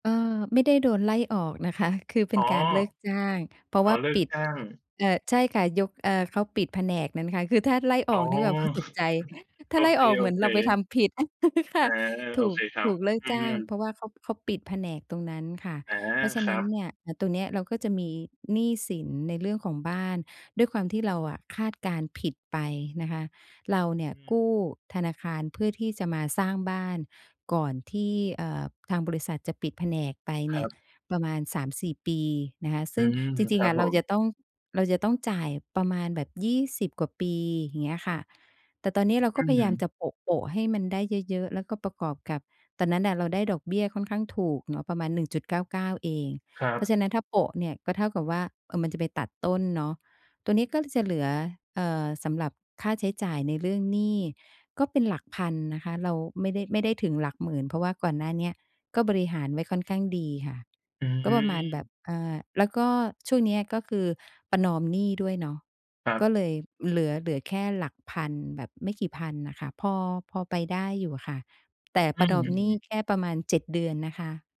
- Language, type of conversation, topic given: Thai, advice, จะเริ่มประหยัดเงินโดยไม่ลดคุณภาพชีวิตและยังมีความสุขได้อย่างไร?
- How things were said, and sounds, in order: other background noise; chuckle; laugh; tapping